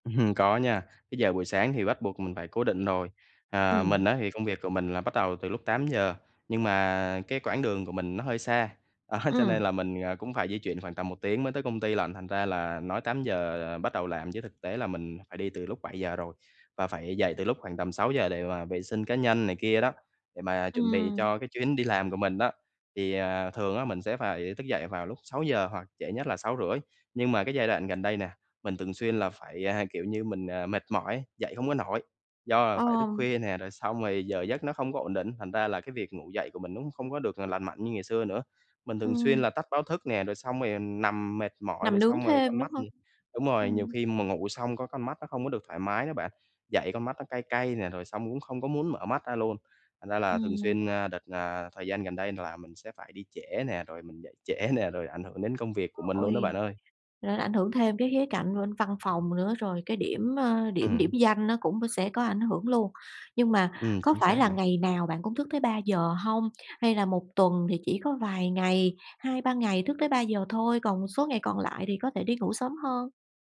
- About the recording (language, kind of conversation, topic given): Vietnamese, advice, Làm thế nào để thiết lập giờ ngủ ổn định mỗi ngày?
- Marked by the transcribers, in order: laughing while speaking: "Ừm"; laughing while speaking: "đó"; tapping; laughing while speaking: "trễ"; other background noise